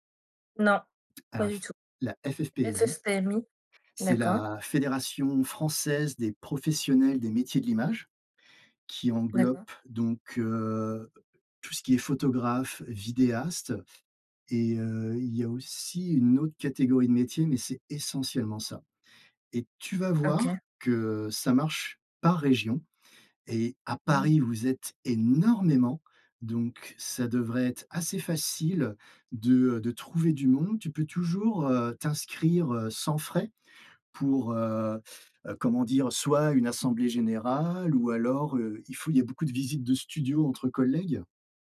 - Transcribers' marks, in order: other background noise; "englobe" said as "englope"; stressed: "énormément"
- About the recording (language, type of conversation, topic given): French, unstructured, Quel métier te rendrait vraiment heureux, et pourquoi ?